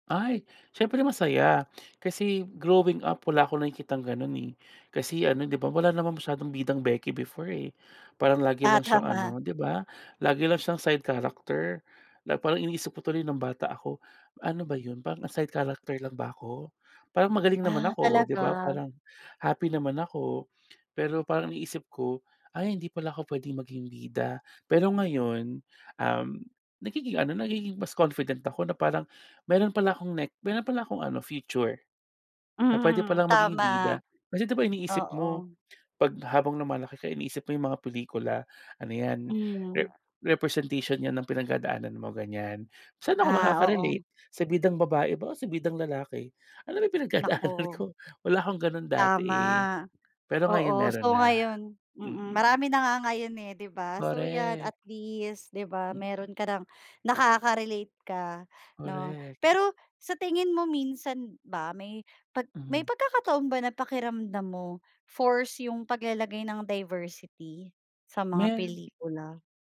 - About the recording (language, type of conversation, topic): Filipino, podcast, Bakit mas nagiging magkakaiba ang mga pelikula at palabas sa panahon ngayon?
- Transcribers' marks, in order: laughing while speaking: "tama"; other background noise; laughing while speaking: "Mm"; laughing while speaking: "pinagdadaanan ko?"; in English: "diversity"